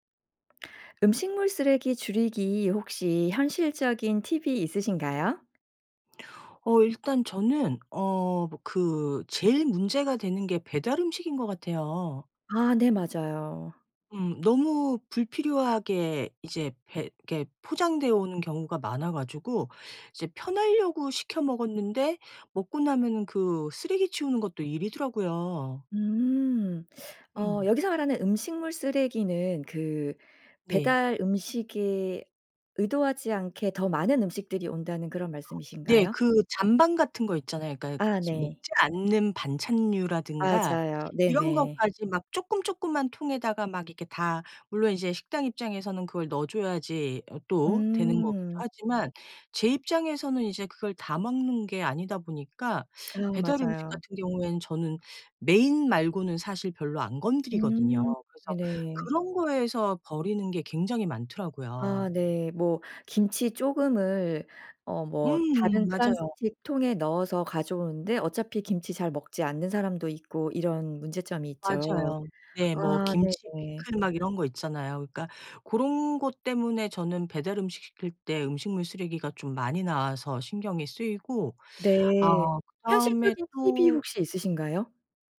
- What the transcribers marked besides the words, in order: tapping; teeth sucking; in English: "메인"; other background noise
- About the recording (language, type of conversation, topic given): Korean, podcast, 음식물 쓰레기를 줄이는 현실적인 방법이 있을까요?
- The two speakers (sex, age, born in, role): female, 45-49, South Korea, host; female, 50-54, South Korea, guest